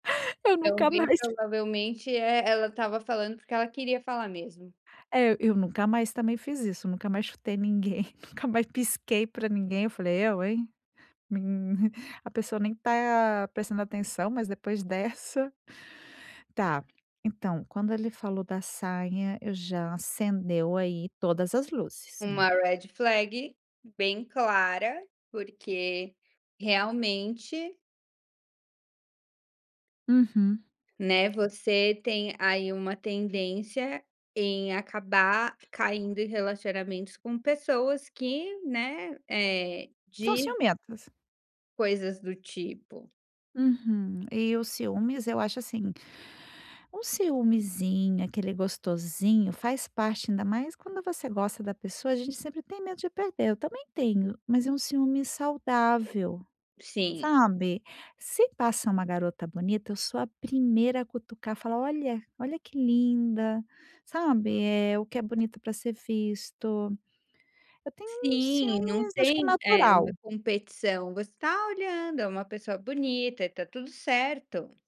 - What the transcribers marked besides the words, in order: chuckle; tapping; other background noise; in English: "red flag"
- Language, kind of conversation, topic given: Portuguese, advice, Como posso comunicar meus limites e necessidades ao iniciar um novo relacionamento?